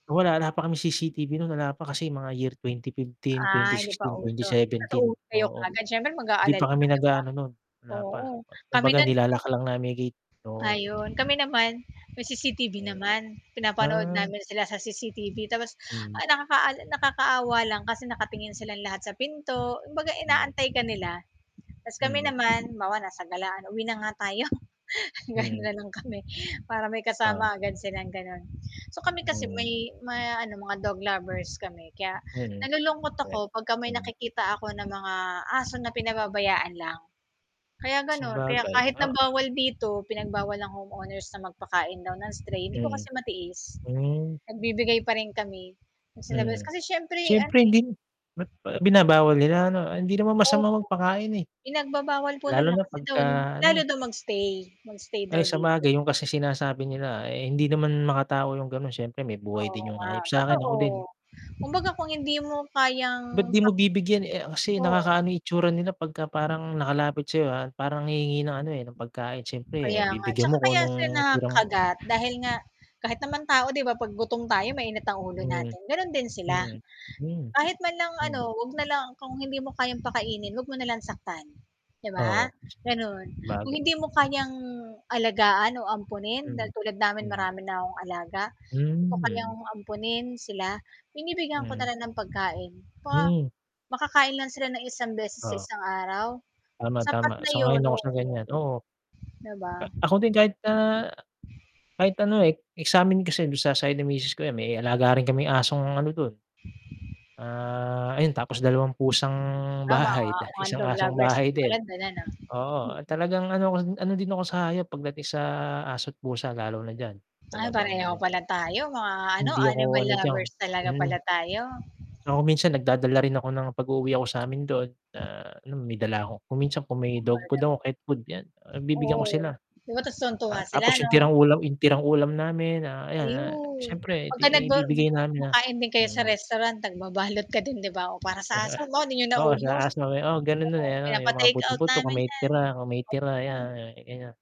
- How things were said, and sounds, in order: static; distorted speech; tapping; mechanical hum; laughing while speaking: "tayo ganon na lang kami"; wind; other background noise; unintelligible speech; unintelligible speech; chuckle
- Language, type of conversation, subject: Filipino, unstructured, Ano ang mga panganib kapag hindi binabantayan ang mga aso sa kapitbahayan?